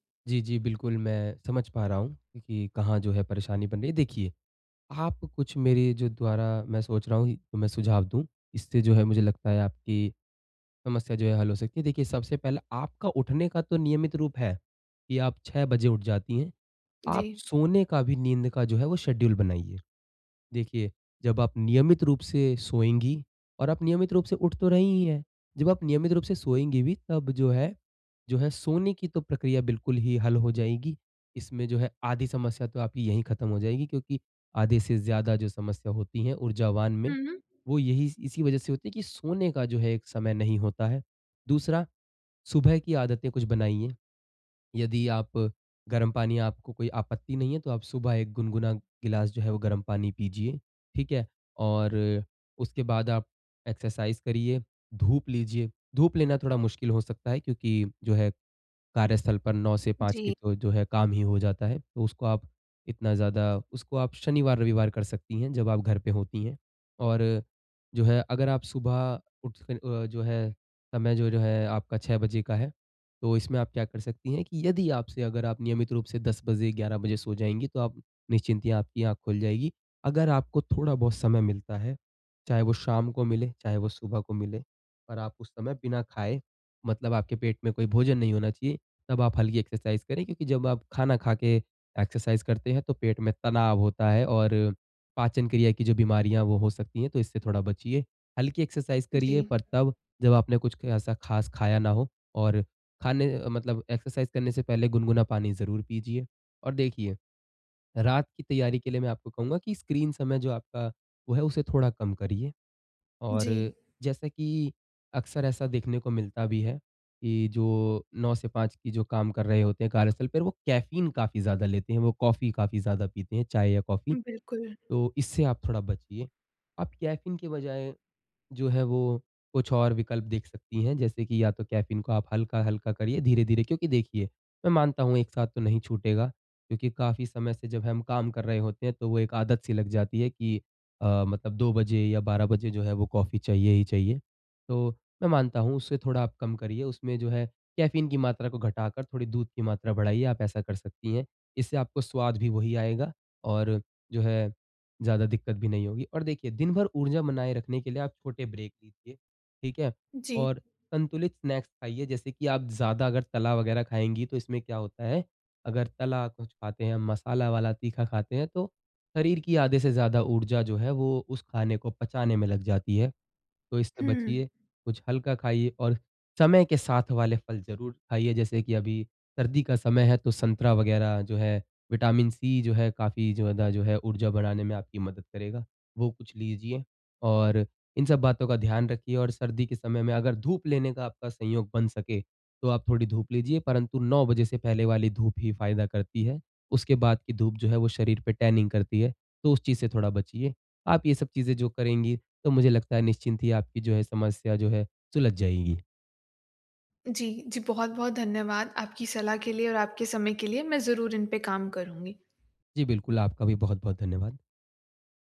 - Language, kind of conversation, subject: Hindi, advice, दिन भर ऊर्जावान रहने के लिए कौन-सी आदतें अपनानी चाहिए?
- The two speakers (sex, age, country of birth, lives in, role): female, 25-29, India, India, user; male, 20-24, India, India, advisor
- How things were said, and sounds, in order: in English: "शेड्यूल"; in English: "एक्सरसाइज़"; in English: "एक्सरसाइज़"; in English: "एक्सरसाइज़"; in English: "एक्सरसाइज़"; in English: "एक्सरसाइज़"; in English: "कैफीन"; in English: "कैफीन"; in English: "कैफीन"; in English: "कैफीन"; in English: "ब्रेक"; in English: "स्नैक्स"; in English: "टैनिंग"